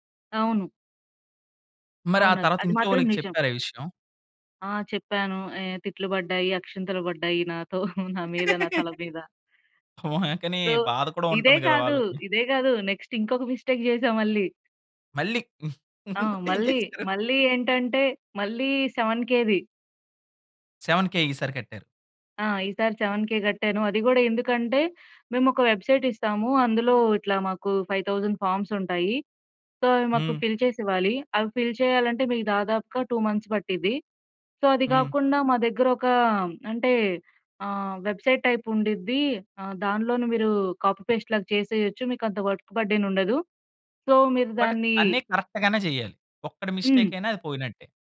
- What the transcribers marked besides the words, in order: chuckle; laugh; in English: "సో"; in English: "నెక్స్ట్"; in English: "మిస్టేక్"; laughing while speaking: "ఇంకోటి ఏం చేసారు?"; in English: "సెవెన్ కెది"; in English: "సెవెన్ కె"; in English: "సెవెన్ కె"; in English: "వెబ్‌సైట్"; in English: "ఫైవ్ థౌసండ్ ఫార్మ్స్"; in English: "సో"; in English: "ఫిల్"; in English: "ఫిల్"; in English: "టూ మంత్స్"; in English: "సో"; in English: "వెబ్‌సైట్ టైప్"; in English: "కాపీ పేస్ట్"; in English: "వర్క్ బర్డెన్"; in English: "సో"; in English: "బట్"; in English: "కరెక్ట్‌గానే"; in English: "మిస్టేక్"
- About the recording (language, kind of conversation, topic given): Telugu, podcast, సరైన సమయంలో జరిగిన పరీక్ష లేదా ఇంటర్వ్యూ ఫలితం ఎలా మారింది?